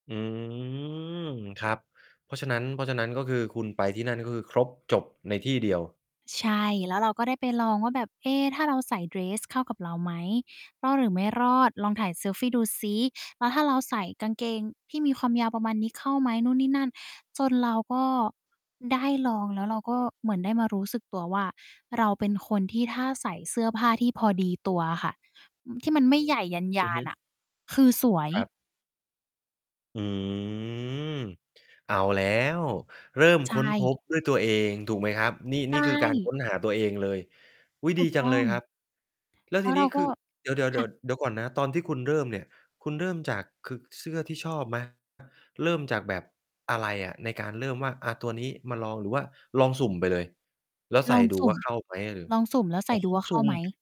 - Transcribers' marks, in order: distorted speech; tapping
- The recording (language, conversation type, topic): Thai, podcast, คุณค้นพบสไตล์ของตัวเองได้อย่างไร?